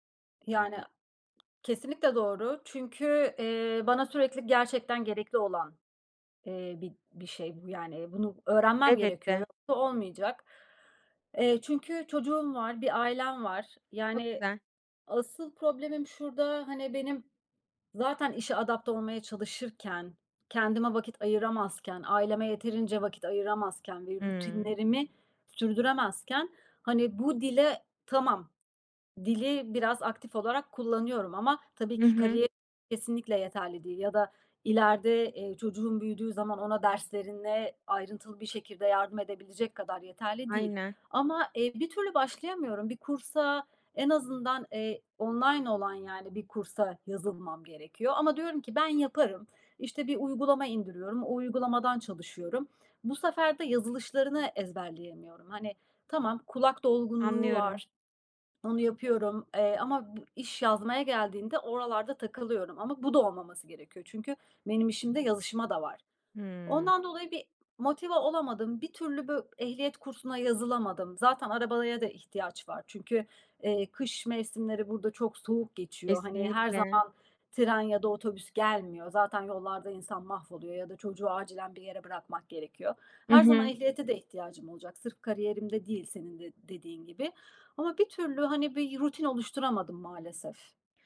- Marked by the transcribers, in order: tapping; unintelligible speech
- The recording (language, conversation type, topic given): Turkish, advice, Hedefler koymama rağmen neden motive olamıyor ya da hedeflerimi unutuyorum?